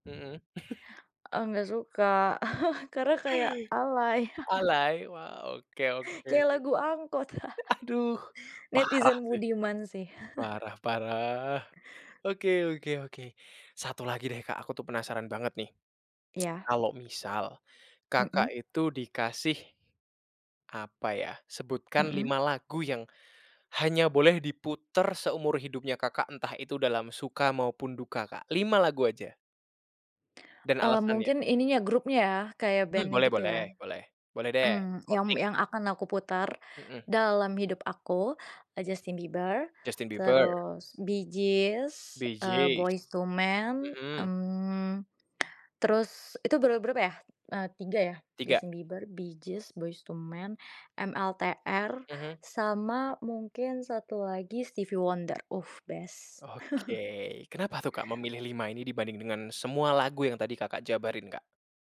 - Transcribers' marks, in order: laugh; chuckle; laugh; laugh; chuckle; tsk; in English: "best"; chuckle
- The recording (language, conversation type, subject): Indonesian, podcast, Bagaimana musik membantu kamu melewati masa sulit?